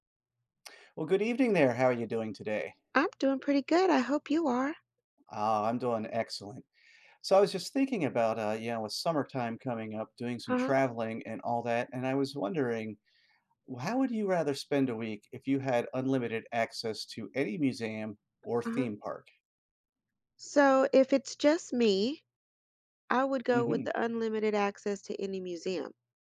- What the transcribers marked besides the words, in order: other background noise; tapping
- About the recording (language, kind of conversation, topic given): English, unstructured, How would you spend a week with unlimited parks and museums access?